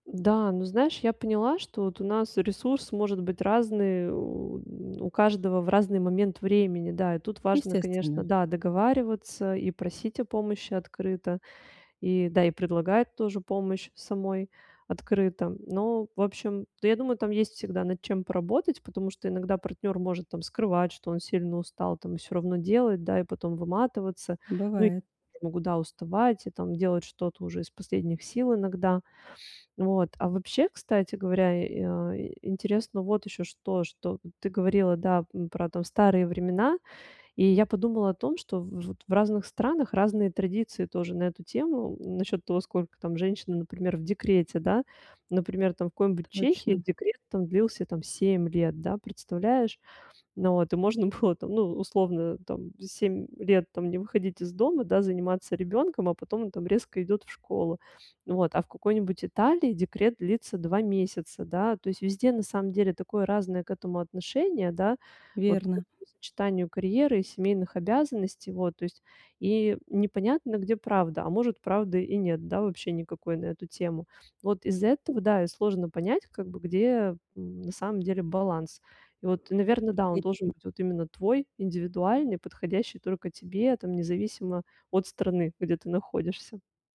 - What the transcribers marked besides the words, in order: drawn out: "у"; tapping; laughing while speaking: "было"; other noise
- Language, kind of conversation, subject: Russian, advice, Как мне совмещать работу и семейные обязанности без стресса?